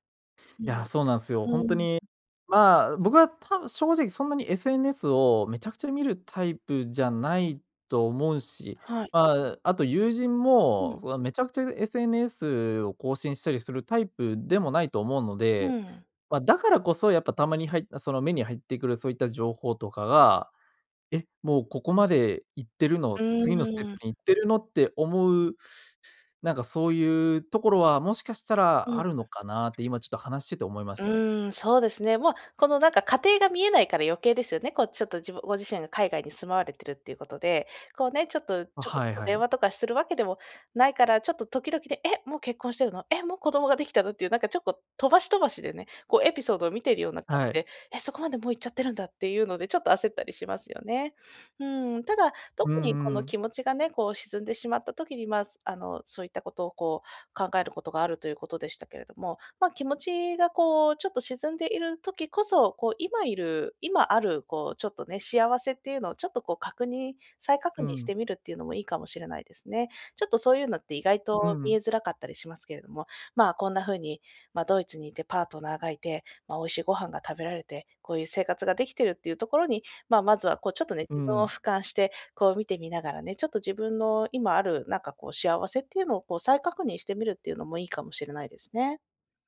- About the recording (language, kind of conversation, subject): Japanese, advice, 友人への嫉妬に悩んでいる
- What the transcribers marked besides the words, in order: other background noise; "ちょっと" said as "ちょこ"